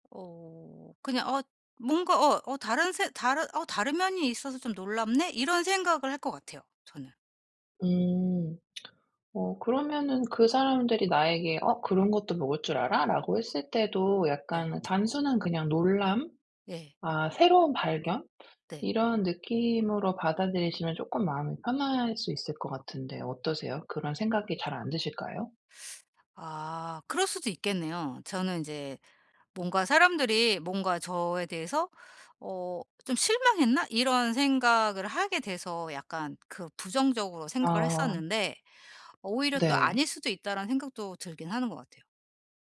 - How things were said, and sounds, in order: tsk; teeth sucking
- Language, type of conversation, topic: Korean, advice, 남들이 기대하는 모습과 제 진짜 욕구를 어떻게 조율할 수 있을까요?